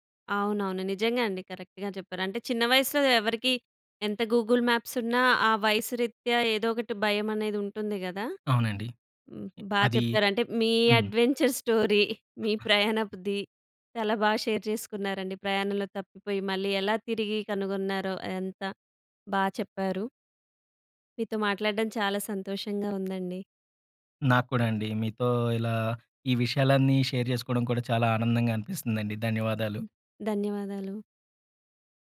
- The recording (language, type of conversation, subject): Telugu, podcast, ప్రయాణంలో తప్పిపోయి మళ్లీ దారి కనిపెట్టిన క్షణం మీకు ఎలా అనిపించింది?
- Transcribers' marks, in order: in English: "కరెక్ట్‌గా"; in English: "గూగుల్"; in English: "అడ్వెంచర్ స్టోరీ"; in English: "షేర్"; in English: "షేర్"; tapping